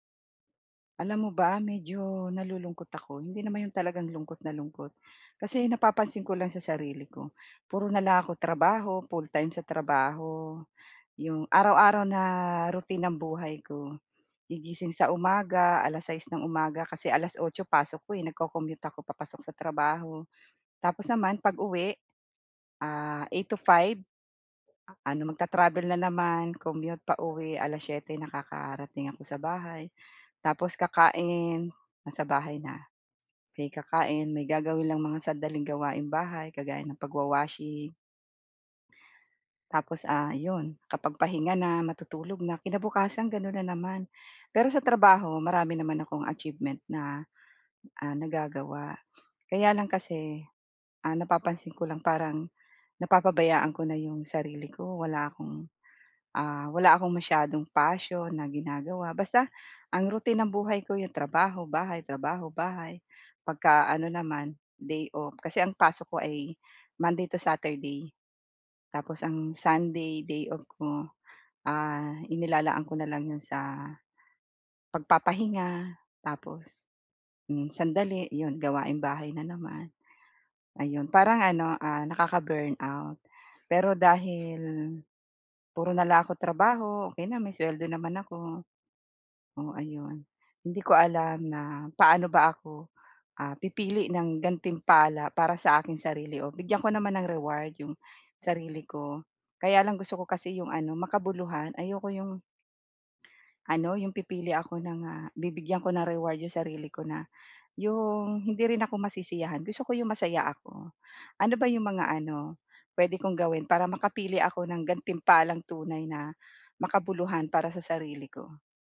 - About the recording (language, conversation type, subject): Filipino, advice, Paano ako pipili ng gantimpalang tunay na makabuluhan?
- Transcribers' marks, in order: other background noise